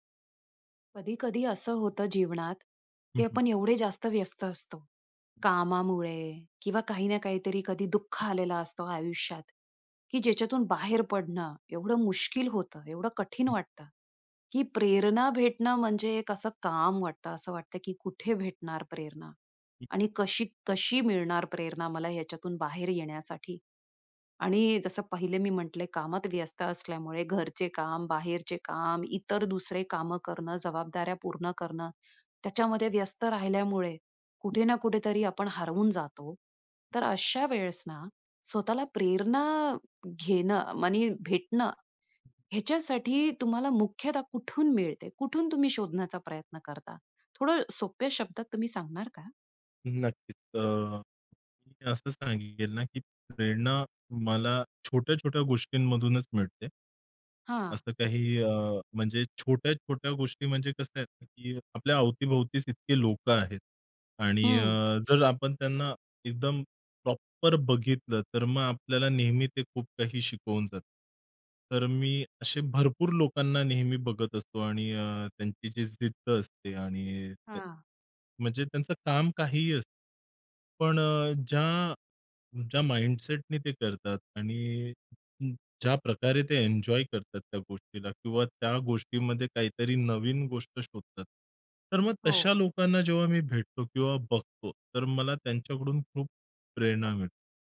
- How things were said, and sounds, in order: tapping; other background noise; in English: "प्रॉपर"; stressed: "प्रॉपर"; in English: "माइंडसेटनी"; in English: "एन्जॉय"
- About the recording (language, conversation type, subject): Marathi, podcast, प्रेरणा तुम्हाला मुख्यतः कुठून मिळते, सोप्या शब्दात सांगा?